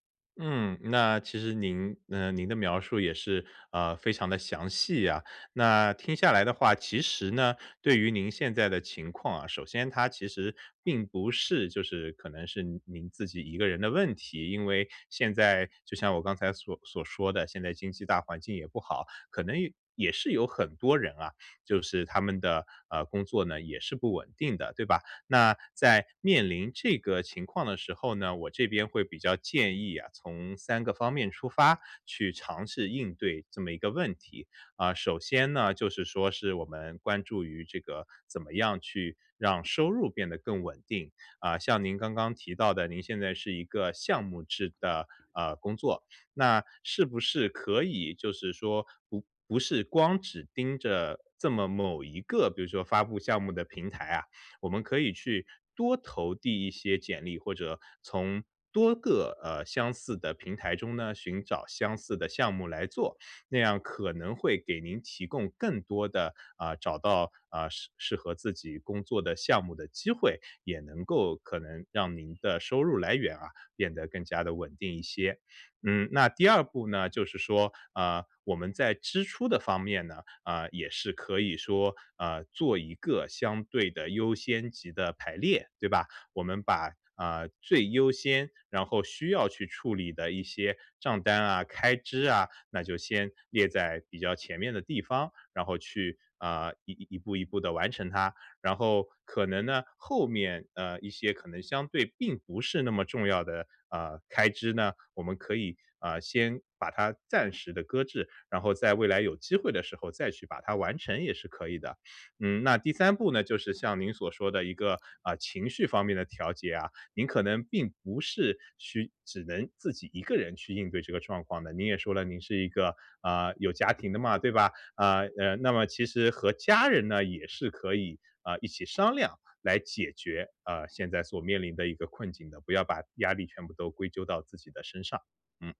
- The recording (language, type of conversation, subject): Chinese, advice, 如何更好地应对金钱压力？
- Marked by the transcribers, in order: other background noise